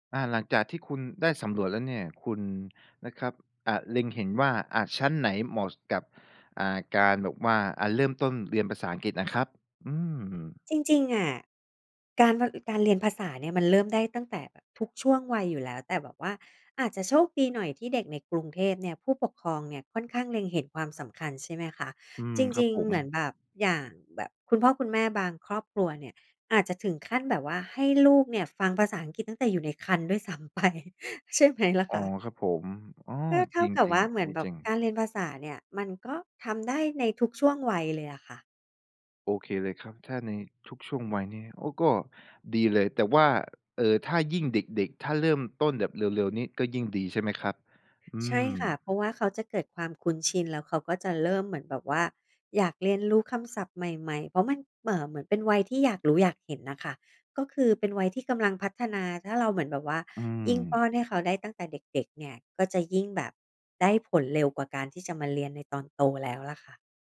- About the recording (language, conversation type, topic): Thai, podcast, คุณอยากให้เด็ก ๆ สนุกกับการเรียนได้อย่างไรบ้าง?
- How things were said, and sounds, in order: laughing while speaking: "ซ้ำไป"